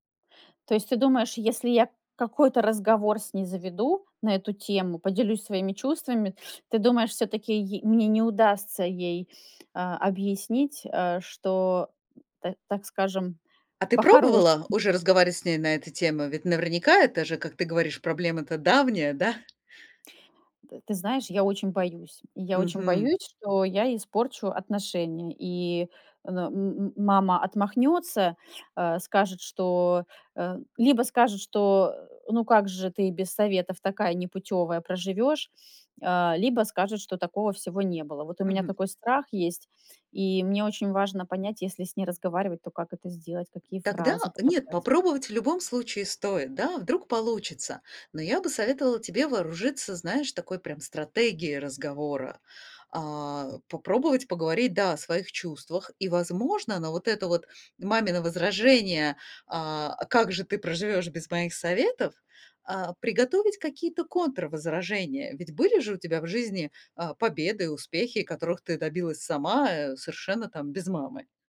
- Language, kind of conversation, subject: Russian, advice, Как вы справляетесь с постоянной критикой со стороны родителей?
- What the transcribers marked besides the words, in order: tapping; other background noise